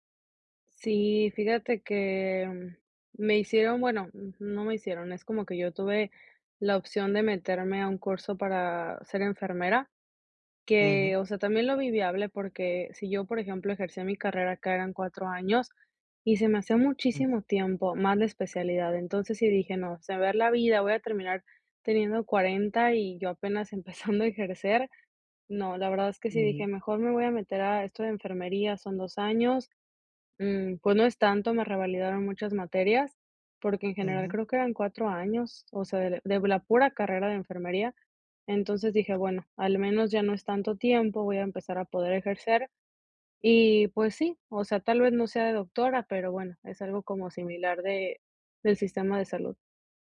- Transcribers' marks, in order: laughing while speaking: "ejercer"; other background noise
- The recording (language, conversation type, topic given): Spanish, advice, ¿Cómo puedo recuperar mi resiliencia y mi fuerza después de un cambio inesperado?